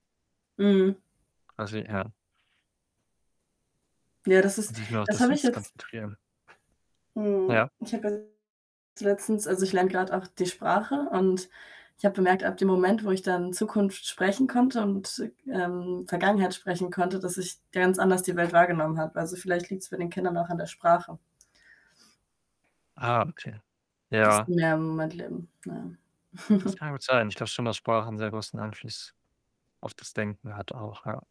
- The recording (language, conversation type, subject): German, unstructured, Wie wichtig ist Familie für dich?
- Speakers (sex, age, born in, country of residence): female, 20-24, Germany, Bulgaria; male, 25-29, Germany, Germany
- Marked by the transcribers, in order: static; other background noise; distorted speech; chuckle; "Einfluss" said as "Einflüss"